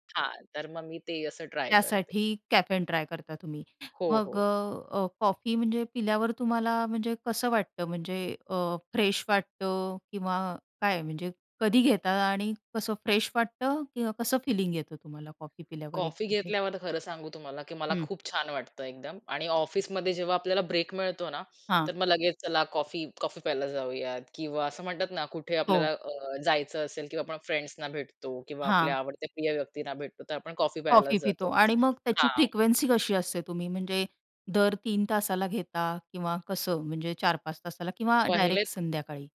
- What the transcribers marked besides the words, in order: in English: "फ्रेश"; tapping; unintelligible speech; other background noise
- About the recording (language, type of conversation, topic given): Marathi, podcast, तुम्ही कॅफेन कधी आणि किती प्रमाणात घेता?